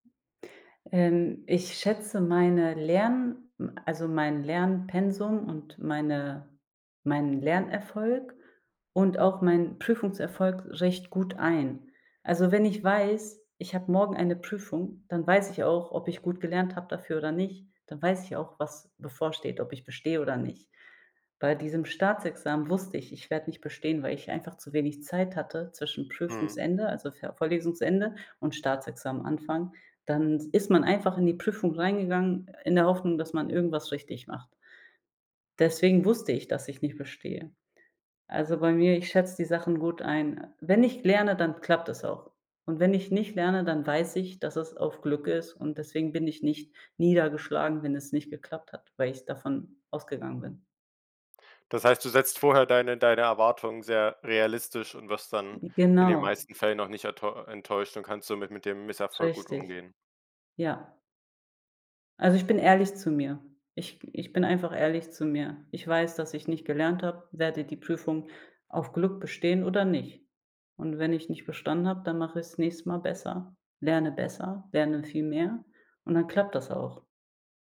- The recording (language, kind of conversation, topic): German, podcast, Wie gehst du persönlich mit Prüfungsangst um?
- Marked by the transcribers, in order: other noise